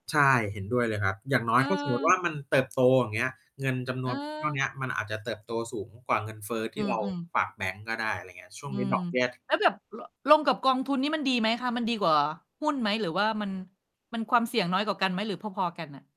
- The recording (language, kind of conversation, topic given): Thai, unstructured, คุณเคยรู้สึกกังวลเรื่องเงินบ้างไหม?
- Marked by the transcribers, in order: none